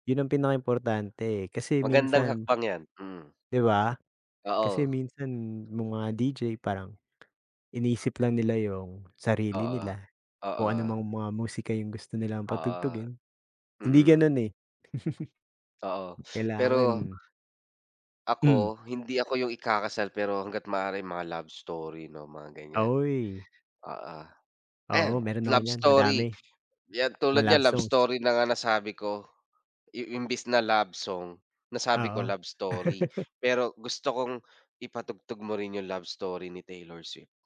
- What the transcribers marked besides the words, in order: chuckle; gasp; gasp; chuckle
- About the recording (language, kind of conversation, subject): Filipino, unstructured, Ano ang pinakamalaking hamon na nais mong mapagtagumpayan sa hinaharap?
- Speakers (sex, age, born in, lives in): male, 25-29, Philippines, Philippines; male, 25-29, Philippines, United States